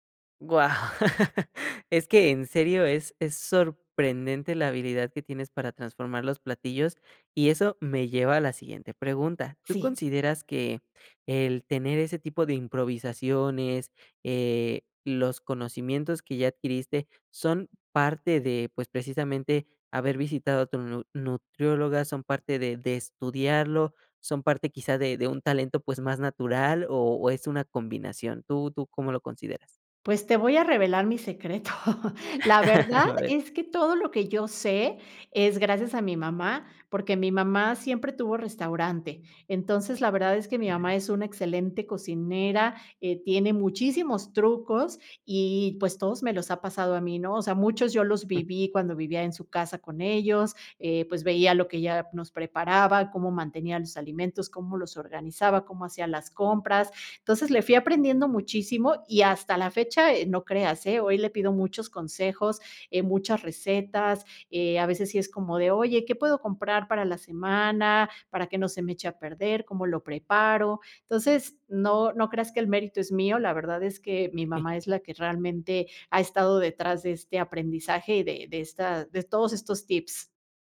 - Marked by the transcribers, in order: laughing while speaking: "Guau"; laughing while speaking: "secreto"; laugh; other noise; other background noise; chuckle
- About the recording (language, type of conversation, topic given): Spanish, podcast, ¿Cómo te organizas para comer más sano sin complicarte?